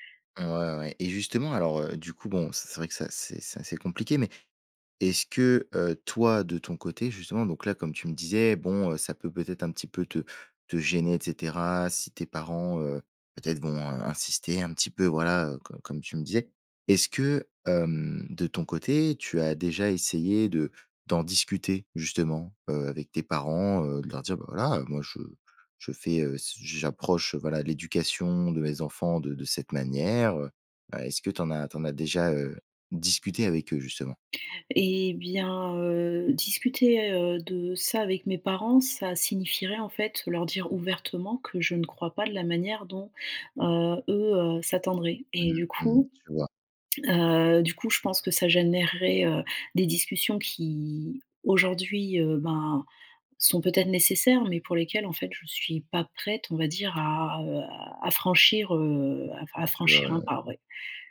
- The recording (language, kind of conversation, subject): French, advice, Comment faire face à une période de remise en question de mes croyances spirituelles ou religieuses ?
- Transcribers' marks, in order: stressed: "toi"; drawn out: "hem"; drawn out: "qui"; other background noise